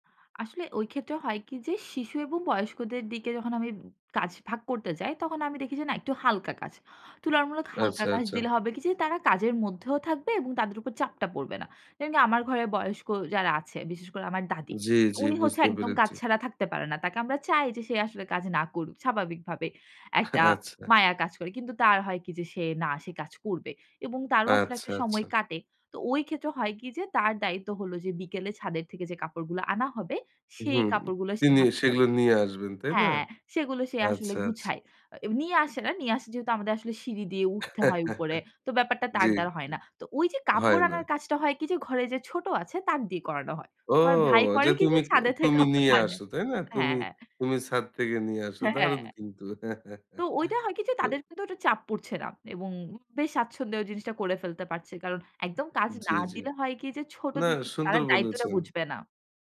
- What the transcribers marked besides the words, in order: laughing while speaking: "আচ্ছা"; chuckle; laughing while speaking: "যে, ছাদে থেকে কাপড় আনে"; chuckle
- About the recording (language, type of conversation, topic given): Bengali, podcast, বাড়িতে কাজ ভাগ করে দেওয়ার সময় তুমি কীভাবে পরিকল্পনা ও সমন্বয় করো?